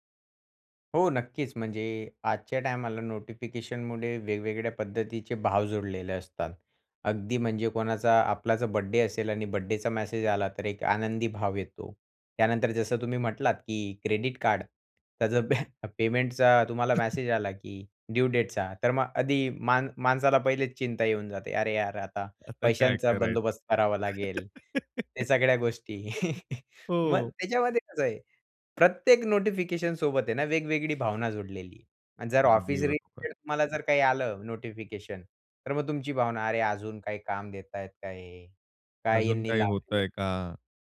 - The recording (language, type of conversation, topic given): Marathi, podcast, सूचना
- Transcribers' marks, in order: tapping; chuckle; other noise; in English: "ड्यू डेटचा"; laughing while speaking: "आता काय करायचं?"; laugh; chuckle; laughing while speaking: "मग त्याच्यामध्ये कसं आहे प्रत्येक नोटिफिकेशन सोबत आहे ना"; other background noise